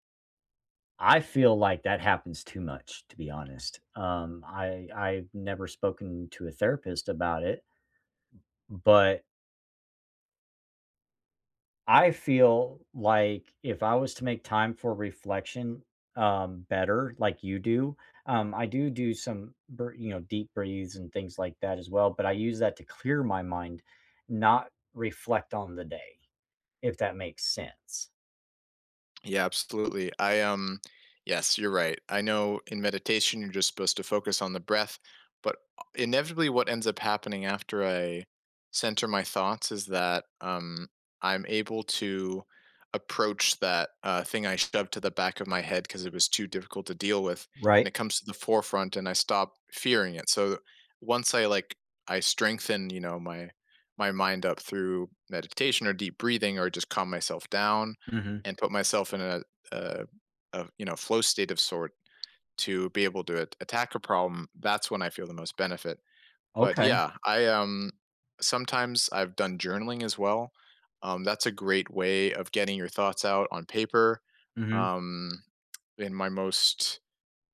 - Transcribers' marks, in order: other background noise
- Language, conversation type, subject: English, unstructured, How can you make time for reflection without it turning into rumination?